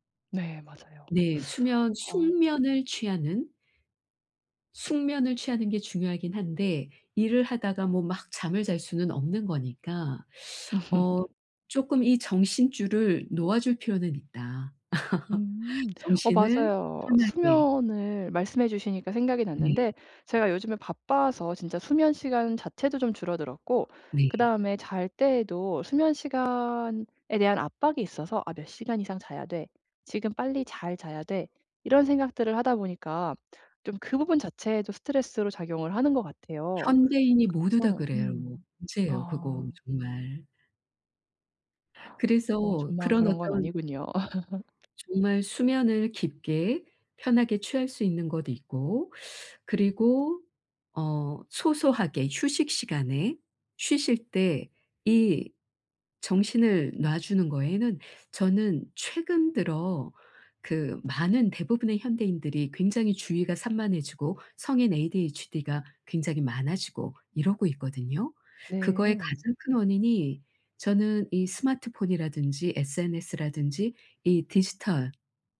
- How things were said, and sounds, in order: teeth sucking; laugh; teeth sucking; laugh; other background noise; gasp; laugh; teeth sucking
- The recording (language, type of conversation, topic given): Korean, advice, 긴 작업 시간 동안 피로를 관리하고 에너지를 유지하기 위한 회복 루틴을 어떻게 만들 수 있을까요?